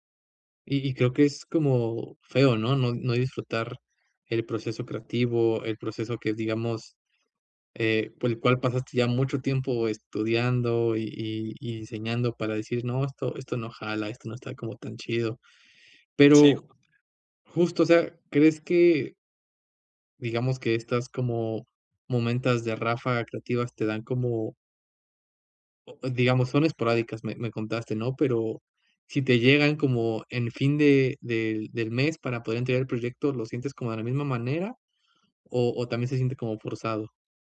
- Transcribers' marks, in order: other background noise; "momentos" said as "momentas"
- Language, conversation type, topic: Spanish, advice, ¿Cómo puedo dejar de procrastinar y crear hábitos de trabajo diarios?